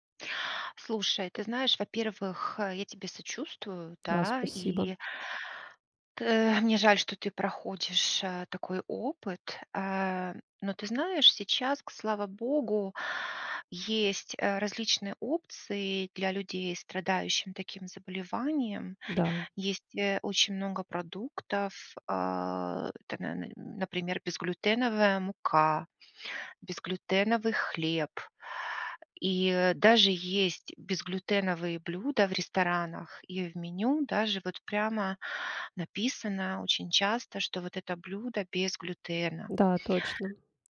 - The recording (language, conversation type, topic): Russian, advice, Какое изменение в вашем здоровье потребовало от вас новой рутины?
- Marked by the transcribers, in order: unintelligible speech